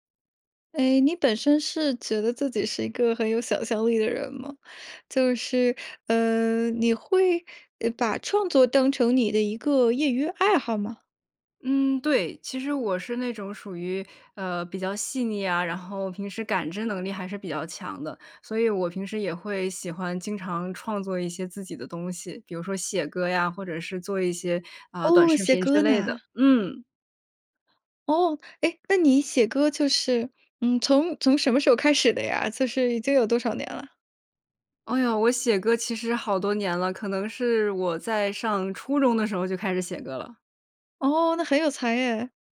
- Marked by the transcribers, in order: surprised: "哦"
- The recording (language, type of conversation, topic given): Chinese, podcast, 你怎么让观众对作品产生共鸣?